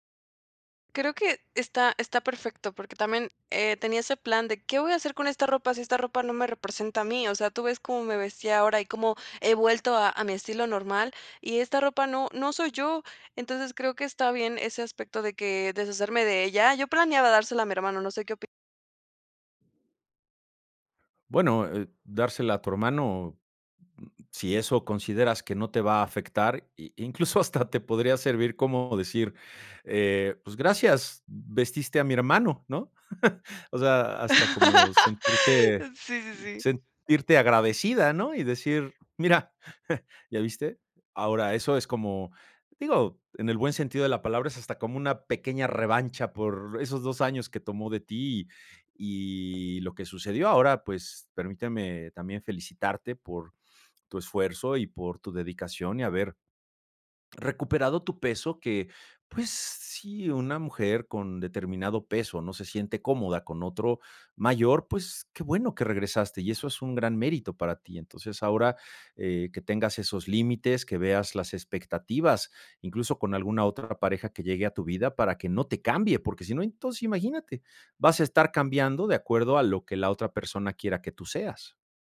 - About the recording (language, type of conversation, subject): Spanish, advice, ¿Cómo te has sentido al notar que has perdido tu identidad después de una ruptura o al iniciar una nueva relación?
- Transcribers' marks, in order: laughing while speaking: "incluso hasta"; chuckle; laugh; other background noise; chuckle